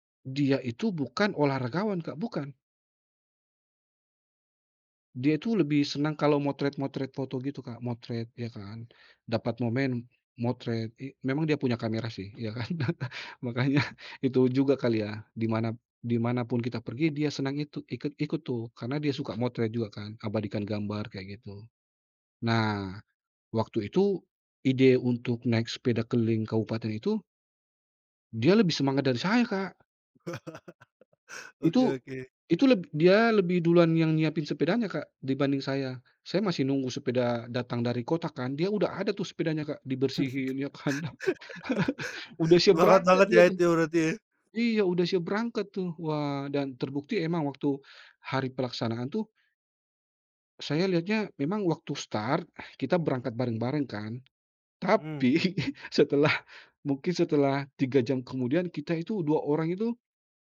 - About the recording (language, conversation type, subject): Indonesian, podcast, Pernahkah kamu bertemu warga setempat yang membuat perjalananmu berubah, dan bagaimana ceritanya?
- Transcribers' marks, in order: chuckle; laughing while speaking: "Makanya"; tapping; chuckle; chuckle; laughing while speaking: "kan"; chuckle; other background noise; laughing while speaking: "Tapi setelah"